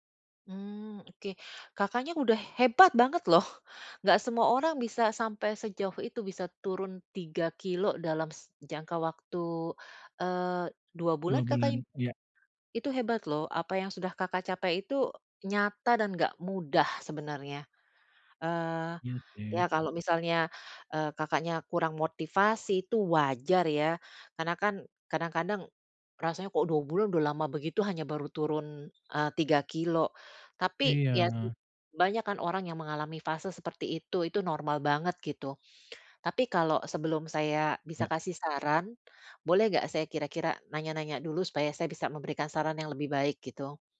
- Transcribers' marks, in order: unintelligible speech; other background noise; tapping
- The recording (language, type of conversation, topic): Indonesian, advice, Bagaimana saya dapat menggunakan pencapaian untuk tetap termotivasi?
- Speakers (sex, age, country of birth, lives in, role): female, 50-54, Indonesia, Netherlands, advisor; male, 30-34, Indonesia, Indonesia, user